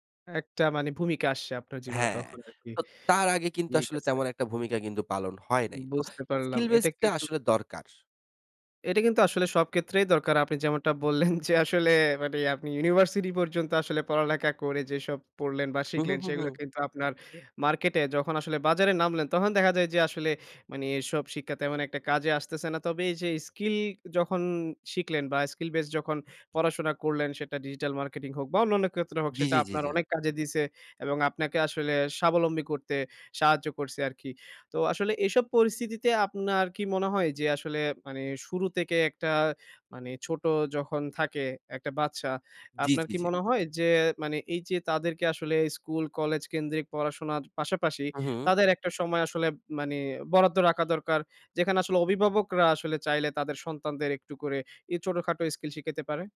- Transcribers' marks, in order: "ক্ষেত্রেই" said as "কেত্রেই"; laughing while speaking: "বললেন যে আসলে"; "ক্ষেত্রে" said as "কেত্রে"; "থেকে" said as "তেকে"
- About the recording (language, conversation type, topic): Bengali, podcast, স্কিলভিত্তিক শিক্ষার দিকে কি বেশি মনোযোগ দেওয়া উচিত?